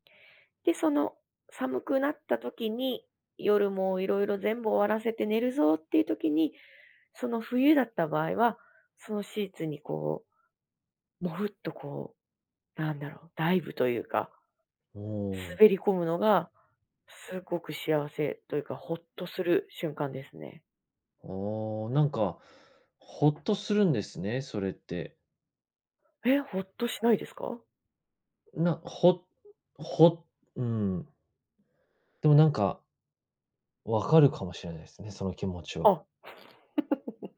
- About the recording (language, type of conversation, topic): Japanese, podcast, 夜、家でほっとする瞬間はいつですか？
- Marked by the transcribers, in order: surprised: "え"; chuckle